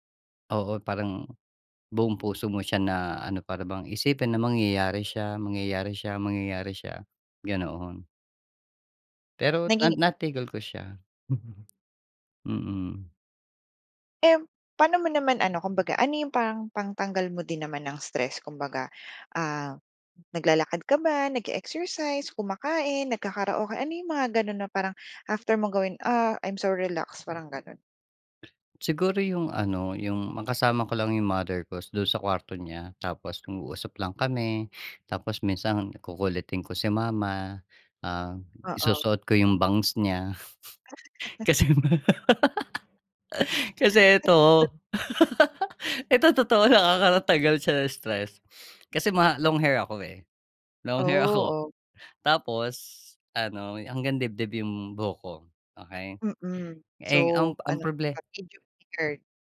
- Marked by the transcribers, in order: chuckle; tapping; chuckle; laugh; other background noise; unintelligible speech
- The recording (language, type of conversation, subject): Filipino, podcast, Ano ang ginagawa mo para manatiling inspirado sa loob ng mahabang panahon?